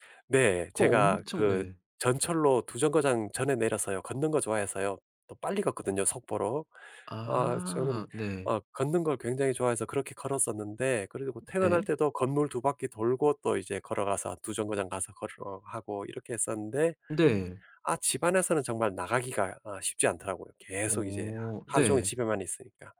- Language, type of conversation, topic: Korean, advice, 바쁜 일정 때문에 규칙적으로 운동하지 못하는 상황을 어떻게 설명하시겠어요?
- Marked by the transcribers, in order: other background noise